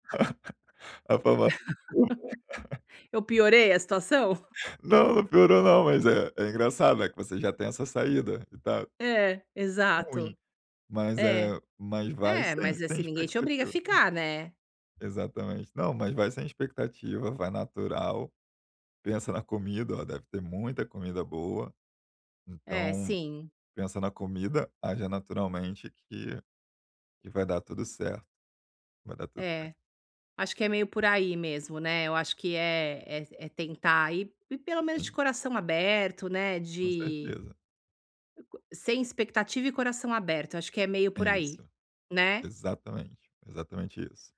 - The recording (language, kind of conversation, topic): Portuguese, advice, Como posso aproveitar melhor as festas sociais sem me sentir deslocado?
- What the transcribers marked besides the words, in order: laugh; tapping